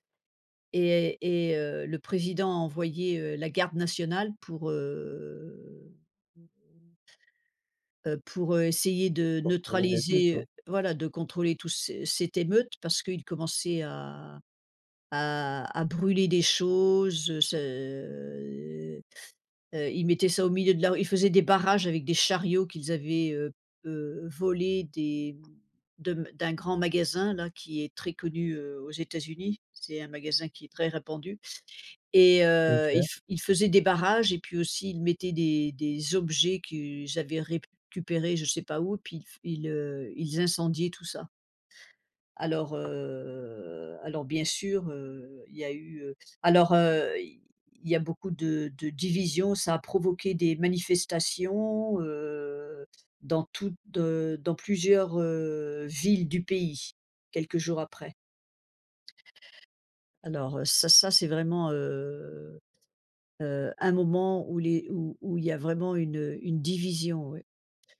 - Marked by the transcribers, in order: drawn out: "heu"; unintelligible speech; other background noise; "récupéré" said as "répcupéré"; tapping
- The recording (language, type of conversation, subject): French, unstructured, Penses-tu que les réseaux sociaux divisent davantage qu’ils ne rapprochent les gens ?